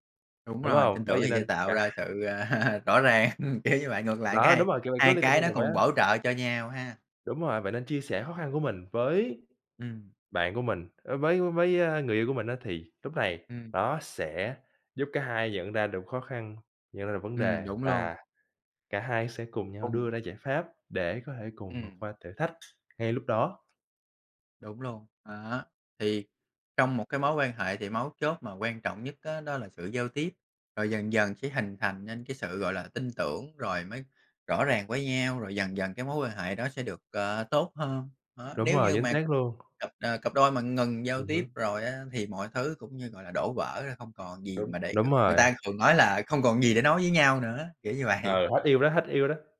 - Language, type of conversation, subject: Vietnamese, unstructured, Theo bạn, điều quan trọng nhất trong một mối quan hệ là gì?
- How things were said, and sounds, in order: laugh; tapping; laughing while speaking: "vậy"